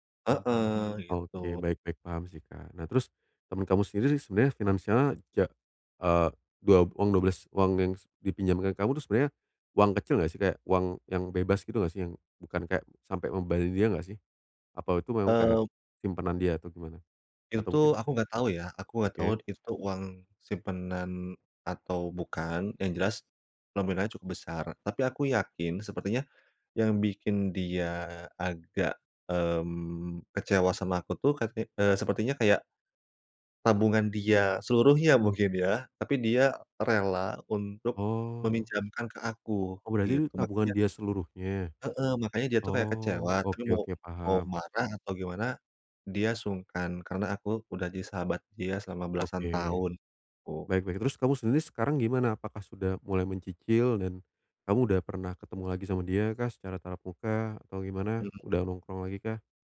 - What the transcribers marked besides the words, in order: other background noise; tapping
- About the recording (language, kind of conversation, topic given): Indonesian, advice, Bagaimana saya bisa meminta maaf dan membangun kembali kepercayaan?